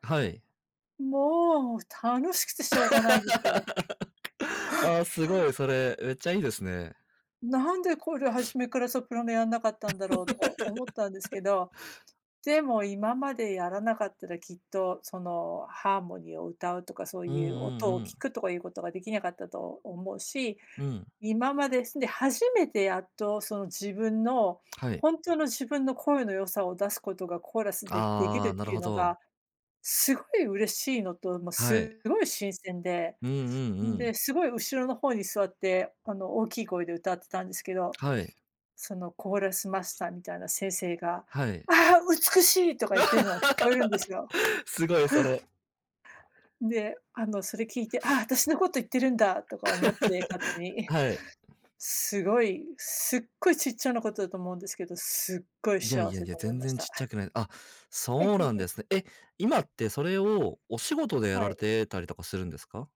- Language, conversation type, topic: Japanese, unstructured, あなたにとって幸せとは何ですか？
- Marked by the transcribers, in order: laugh; other background noise; laugh; tapping; put-on voice: "ああ美しい"; laughing while speaking: "すごいそれ。 はい"; laugh; other noise; chuckle; laugh